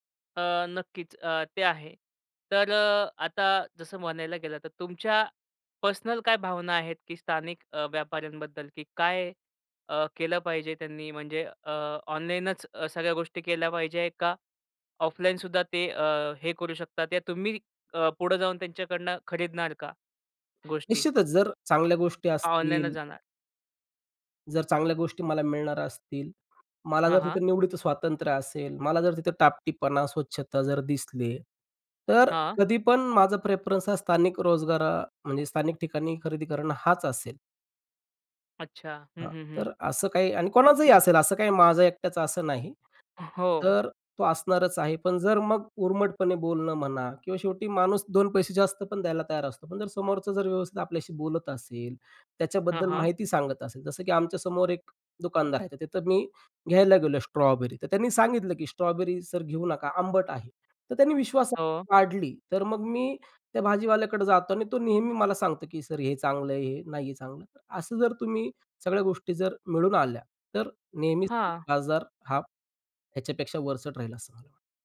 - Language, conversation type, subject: Marathi, podcast, स्थानिक बाजारातून खरेदी करणे तुम्हाला अधिक चांगले का वाटते?
- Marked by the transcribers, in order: tapping; other noise